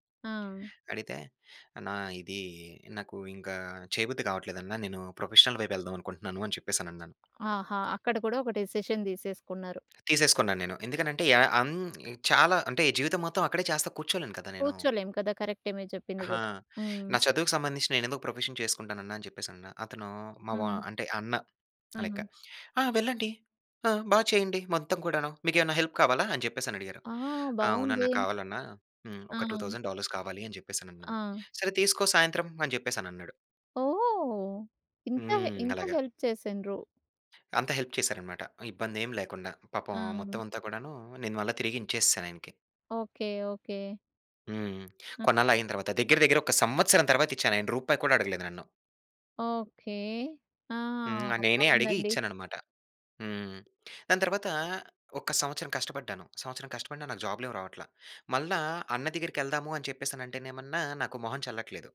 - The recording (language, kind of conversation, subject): Telugu, podcast, నీవు అనుకున్న దారిని వదిలి కొత్త దారిని ఎప్పుడు ఎంచుకున్నావు?
- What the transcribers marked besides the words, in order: in English: "ప్రొఫెషనల్"; in English: "డెసిషన్"; in English: "ప్రొఫెషన్"; in English: "హెల్ప్"; in English: "టూ తౌజండ్ డాలర్స్"; in English: "హెల్ప్"; stressed: "సంవత్సరం"